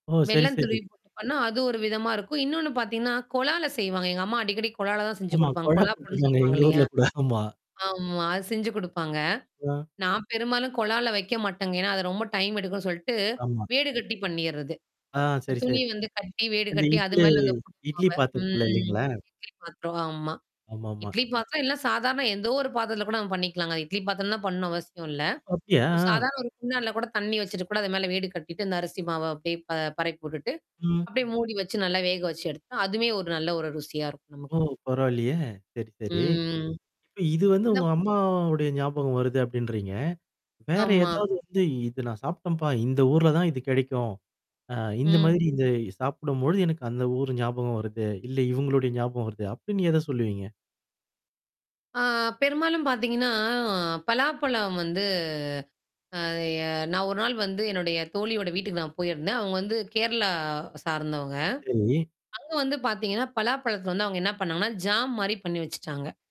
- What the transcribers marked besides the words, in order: mechanical hum; distorted speech; static; laughing while speaking: "கொழா புட்டுங்குவாங்க. எங்க ஊர்ல அப்படித்தான் ஆமா"; other noise; in English: "டைம்"; unintelligible speech; drawn out: "ம்"; tapping; other background noise; drawn out: "ம்"; unintelligible speech; in English: "ஜாம்"
- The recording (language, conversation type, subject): Tamil, podcast, உணவின் வாசனை உங்களை கடந்த கால நினைவுகளுக்கு மீண்டும் அழைத்துச் சென்ற அனுபவம் உங்களுக்குண்டா?